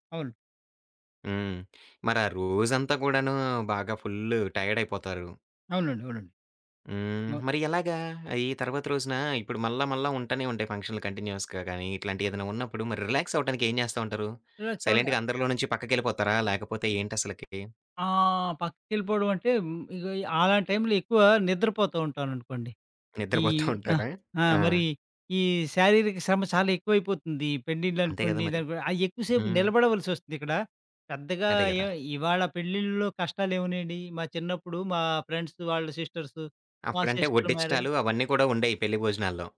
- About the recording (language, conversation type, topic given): Telugu, podcast, ఒక కష్టమైన రోజు తర్వాత నువ్వు రిలాక్స్ అవడానికి ఏం చేస్తావు?
- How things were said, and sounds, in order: in English: "ఫంక్షన్‌లు కంటిన్యూస్‌గా"; other background noise; in English: "సైలెంట్‌గా"; laughing while speaking: "నిద్రపోతూంటారా?"; in English: "ఫ్రెండ్స్"; in English: "సిస్టర్ మ్యారేజ్"